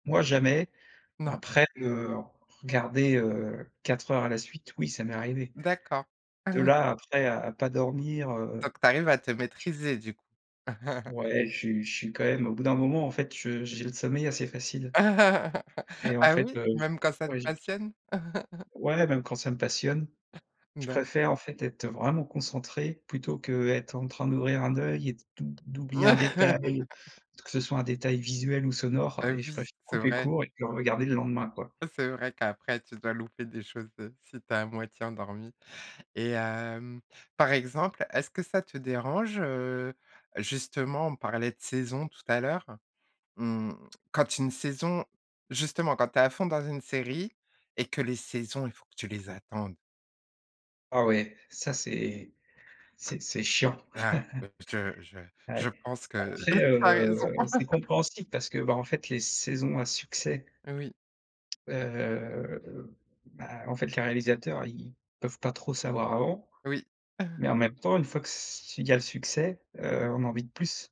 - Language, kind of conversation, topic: French, podcast, Qu’est-ce qui rend une série addictive à tes yeux ?
- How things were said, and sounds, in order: chuckle; tapping; chuckle; laugh; chuckle; laugh; chuckle; drawn out: "heu"; chuckle; laughing while speaking: "tu as raison"; laugh; drawn out: "heu"; chuckle